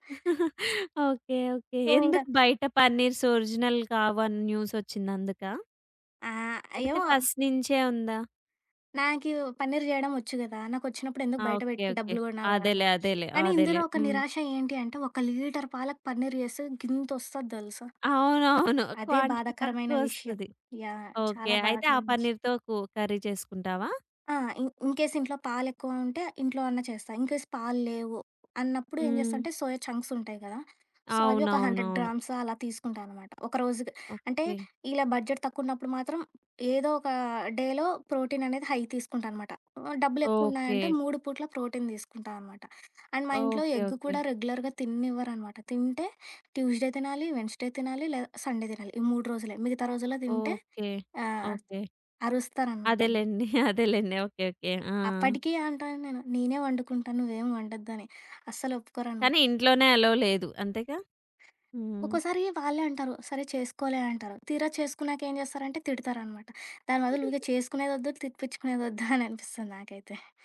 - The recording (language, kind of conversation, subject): Telugu, podcast, ఆరోగ్యవంతమైన ఆహారాన్ని తక్కువ సమయంలో తయారుచేయడానికి మీ చిట్కాలు ఏమిటి?
- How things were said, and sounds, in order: chuckle; in English: "సో"; in English: "పన్నీర్స్ ఒరిజినల్"; in English: "ఫస్ట్"; other background noise; laughing while speaking: "అవునవును. క్వాంటిటీ తక్కువ ఒస్తది"; in English: "క్వాంటిటీ"; in English: "కర్రీ"; in English: "ఇన్‌కే‌స్"; in English: "ఇన్కేస్"; in English: "సో"; in English: "హండ్రెడ్ గ్రామ్స్"; in English: "బడ్జెట్"; in English: "డేలో ప్రోటీన్"; in English: "హై"; in English: "ప్రోటీన్"; in English: "అండ్"; in English: "రెగ్యులర్‌గా"; in English: "ట్యూస్‌డే"; in English: "వెడ్నెస్‌డే"; in English: "సండే"; laughing while speaking: "అదేలెండి. ఓకే. ఓకే"; in English: "అలౌ"; giggle; laughing while speaking: "తిపించుకునేదొద్దు అని అనిపిస్తుంది నాకైతే"